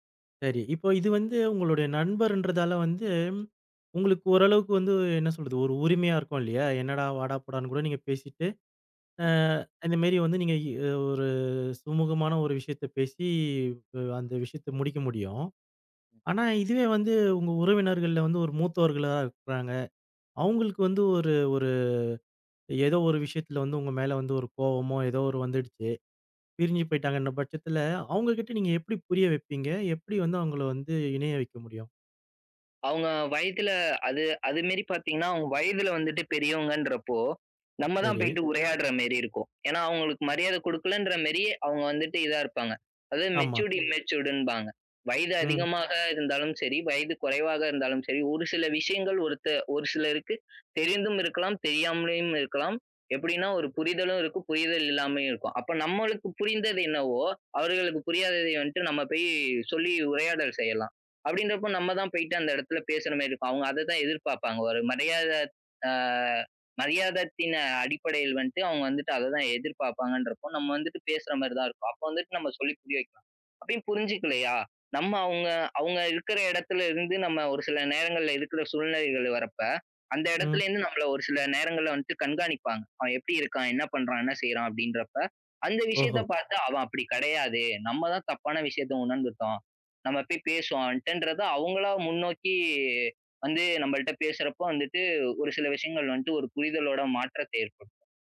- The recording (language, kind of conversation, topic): Tamil, podcast, பழைய உறவுகளை மீண்டும் இணைத்துக்கொள்வது எப்படி?
- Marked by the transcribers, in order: unintelligible speech; other noise; other background noise; in English: "மெச்சூர்ட், இம்மெச்சூர்டுன்பாங்க"; drawn out: "முன்னோக்கி"